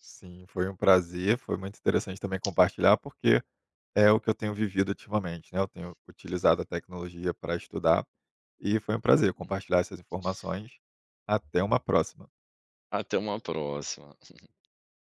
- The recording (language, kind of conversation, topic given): Portuguese, podcast, Como a tecnologia ajuda ou atrapalha seus estudos?
- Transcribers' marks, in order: tapping; chuckle; chuckle